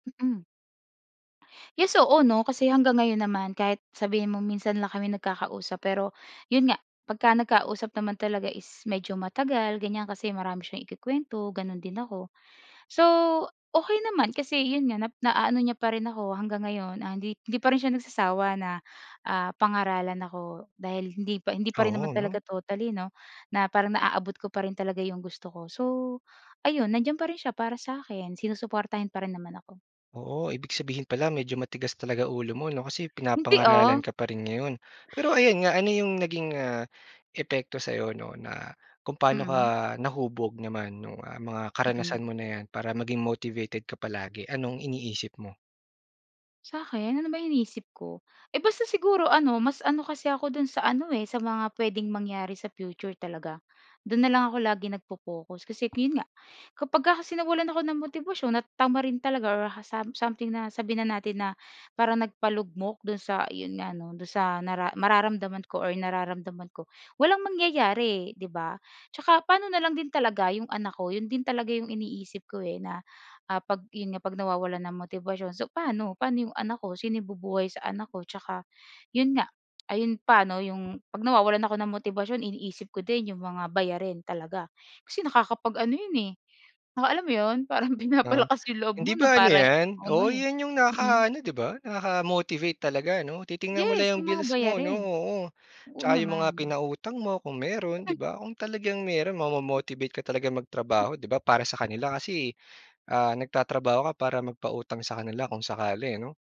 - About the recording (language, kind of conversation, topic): Filipino, podcast, Ano ang ginagawa mo kapag nawawala ang motibasyon mo?
- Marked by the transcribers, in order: in English: "motivated"; chuckle